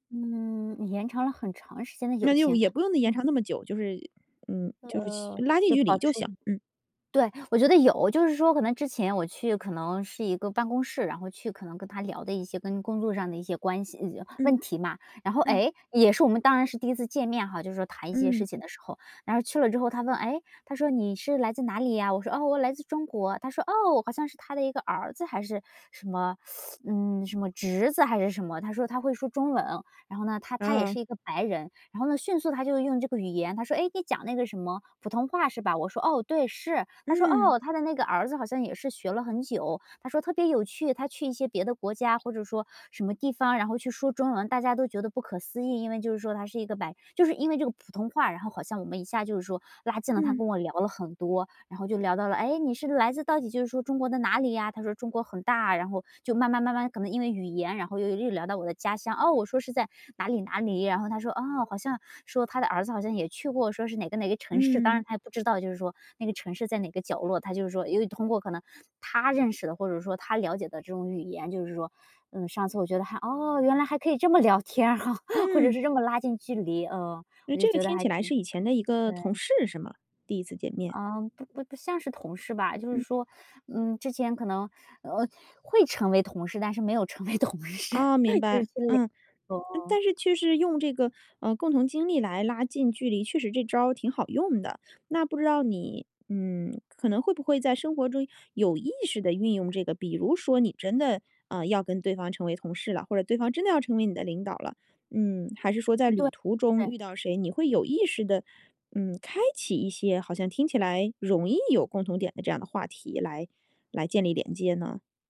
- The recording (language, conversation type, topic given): Chinese, podcast, 你觉得哪些共享经历能快速拉近陌生人距离？
- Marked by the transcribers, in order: other noise; teeth sucking; laughing while speaking: "聊天哈"; laugh; laughing while speaking: "同事，就是去聊，嗯"